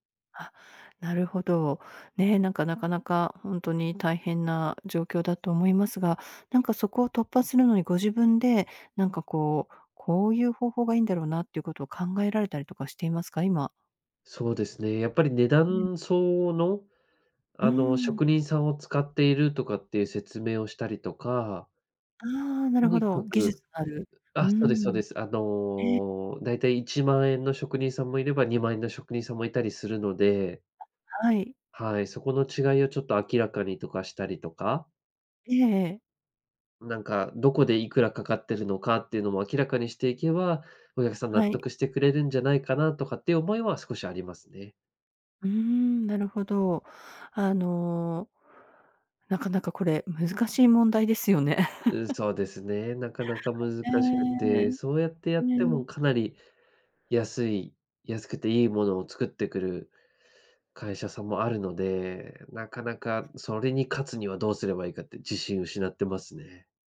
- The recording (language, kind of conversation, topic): Japanese, advice, 競合に圧倒されて自信を失っている
- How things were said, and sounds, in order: other background noise; laugh; tapping